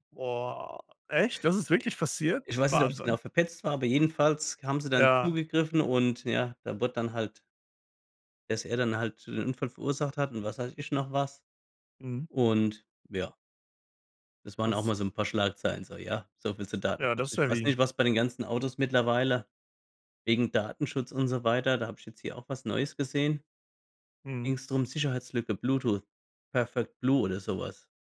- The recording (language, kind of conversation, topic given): German, unstructured, Wie wichtig ist dir Datenschutz im Internet?
- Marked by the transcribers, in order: surprised: "Boah, echt?"